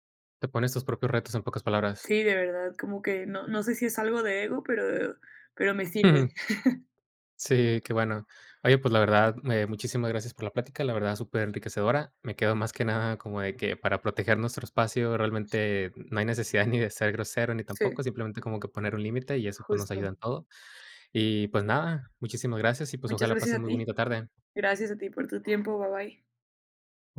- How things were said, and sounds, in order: chuckle; "bye" said as "ba"
- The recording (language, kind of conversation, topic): Spanish, podcast, ¿Qué límites pones para proteger tu espacio creativo?